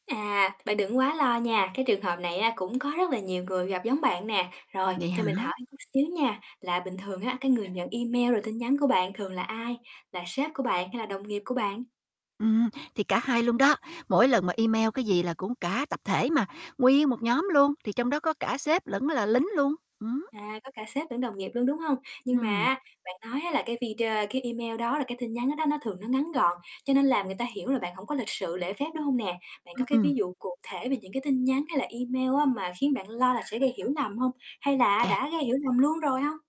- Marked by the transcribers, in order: tapping; distorted speech; other background noise
- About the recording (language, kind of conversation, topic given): Vietnamese, advice, Làm thế nào để tránh việc tin nhắn hoặc email của bạn bị người nhận hiểu sai giọng điệu?